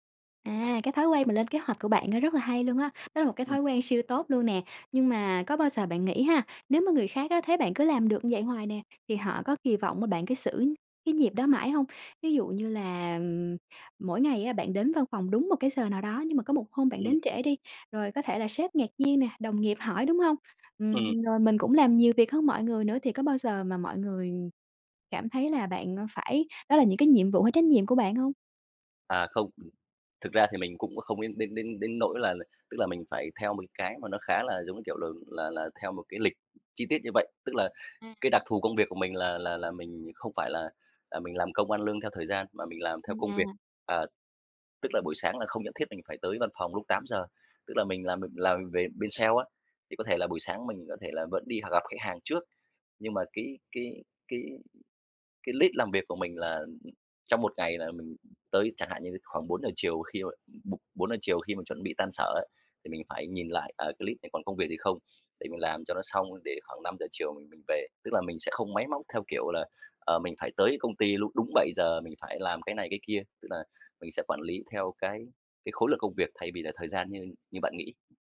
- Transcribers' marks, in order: other background noise; tapping
- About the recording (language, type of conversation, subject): Vietnamese, podcast, Bạn đánh giá cân bằng giữa công việc và cuộc sống như thế nào?